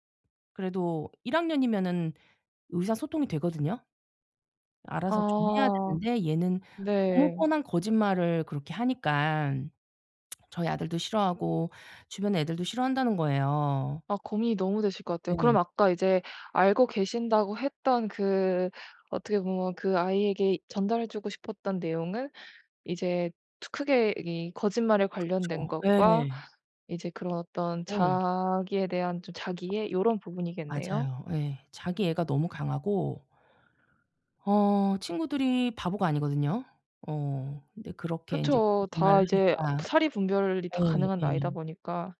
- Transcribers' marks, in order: lip smack; other background noise
- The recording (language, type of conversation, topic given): Korean, advice, 상대의 감정을 고려해 상처 주지 않으면서도 건설적인 피드백을 어떻게 하면 좋을까요?